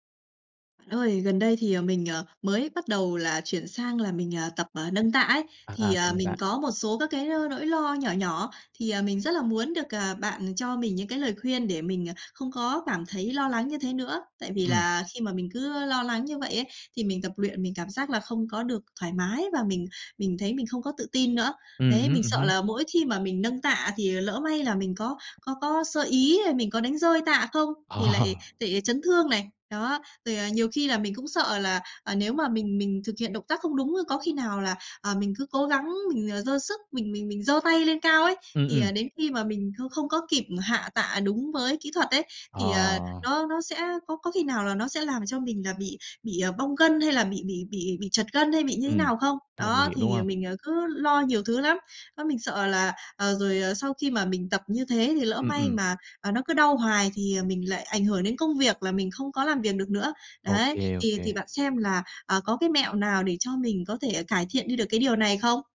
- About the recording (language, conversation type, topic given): Vietnamese, advice, Bạn lo lắng thế nào về nguy cơ chấn thương khi nâng tạ hoặc tập nặng?
- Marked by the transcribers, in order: tapping; laughing while speaking: "Ờ"